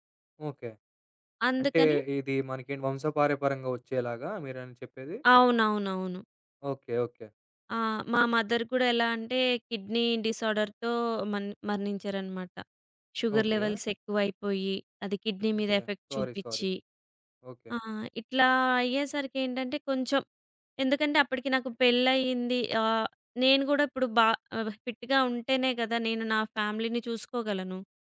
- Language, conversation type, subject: Telugu, podcast, ఒత్తిడి సమయంలో ధ్యానం మీకు ఎలా సహాయపడింది?
- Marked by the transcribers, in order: in English: "మదర్"; in English: "కిడ్నీ డిజార్డర్‌తో"; in English: "షుగర్ లెవెల్స్"; in English: "కిడ్నీ"; in English: "ఎఫెక్ట్"; in English: "స్వారీ, స్వారీ"; in English: "ఫిట్‌గా"; in English: "ఫ్యామిలీని"